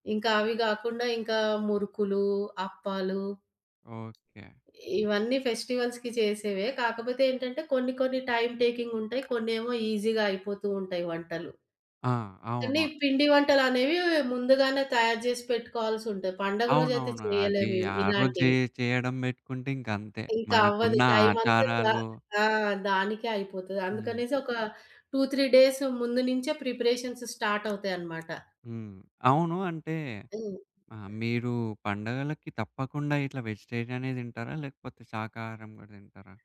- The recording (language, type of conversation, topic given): Telugu, podcast, పండగల కోసం సులభంగా, త్వరగా తయారయ్యే వంటకాలు ఏవి?
- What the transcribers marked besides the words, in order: tapping; in English: "ఫెస్టివల్స్‌కి"; in English: "టైమ్ టేకింగ్"; in English: "ఈజీగా"; in English: "టు త్రీ డేస్"; in English: "ప్రిపరేషన్స్ స్టార్ట్"; other street noise